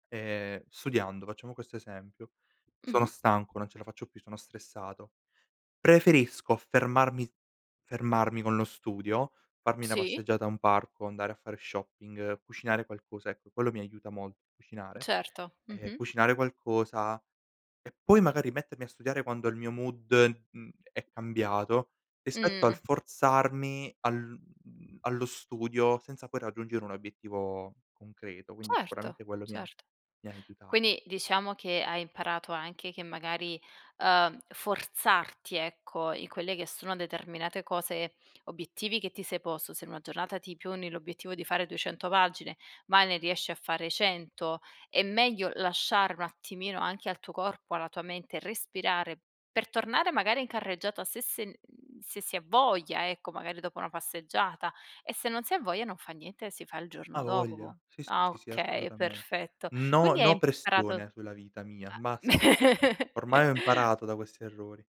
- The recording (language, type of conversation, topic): Italian, podcast, Quali segnali il tuo corpo ti manda quando sei stressato?
- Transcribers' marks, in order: tapping; in English: "mood"; "poni" said as "pioni"; "dopo" said as "dopbo"; laugh